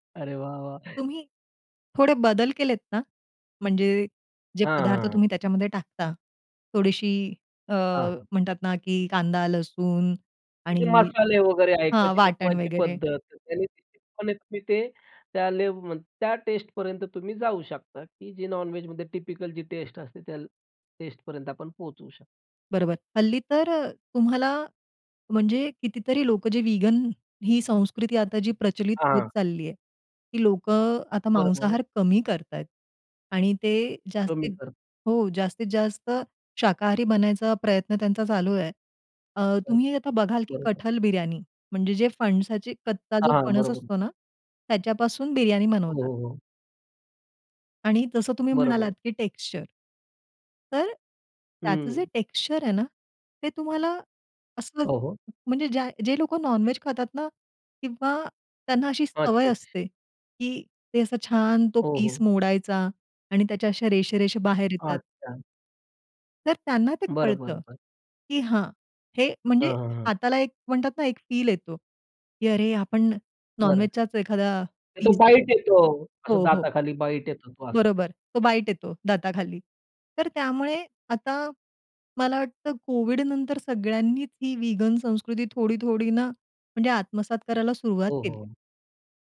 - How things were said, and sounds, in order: inhale; unintelligible speech; in English: "नॉन-व्हेजमध्ये टिपिकल"; in English: "व्हेगन"; in English: "टेक्स्चर"; in English: "नॉन-व्हेज"; other background noise
- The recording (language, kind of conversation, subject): Marathi, podcast, शाकाहारी पदार्थांचा स्वाद तुम्ही कसा समृद्ध करता?